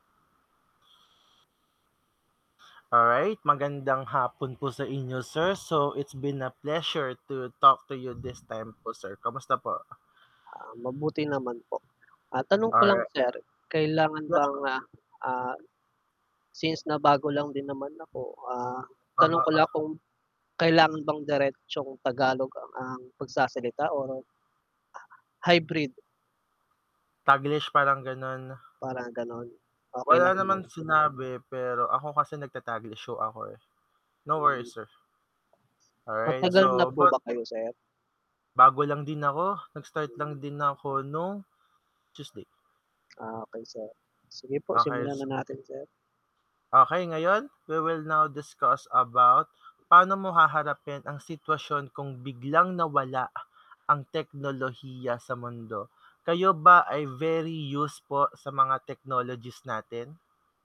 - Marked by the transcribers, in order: static; in English: "so it's been a pleasure to talk to you this time"; tapping; in English: "we will now discuss about"
- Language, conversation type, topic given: Filipino, unstructured, Paano mo haharapin ang sitwasyon kung biglang mawala ang lahat ng teknolohiya sa mundo?